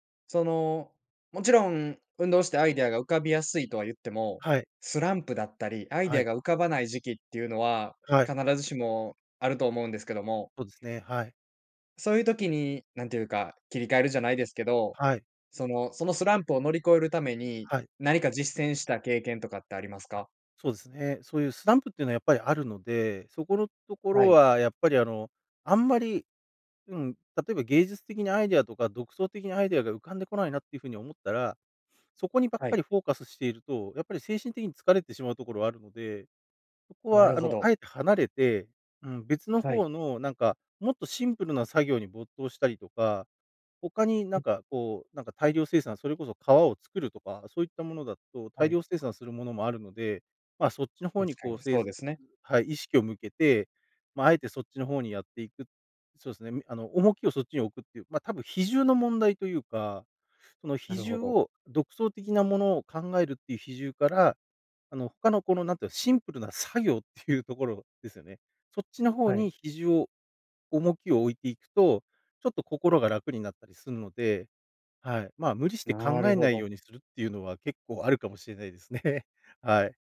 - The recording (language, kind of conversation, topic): Japanese, podcast, 創作のアイデアは普段どこから湧いてくる？
- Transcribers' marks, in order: other noise; laughing while speaking: "ですね"